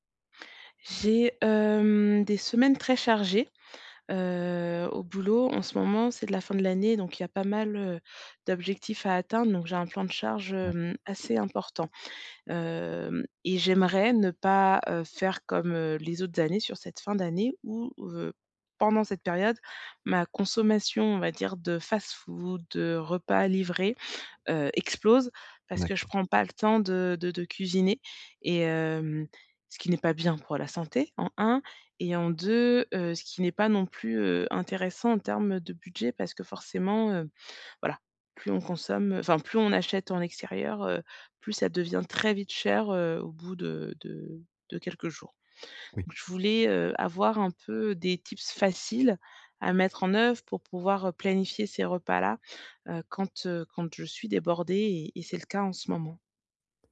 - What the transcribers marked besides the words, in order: other background noise; in English: "tips"
- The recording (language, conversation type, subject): French, advice, Comment planifier mes repas quand ma semaine est surchargée ?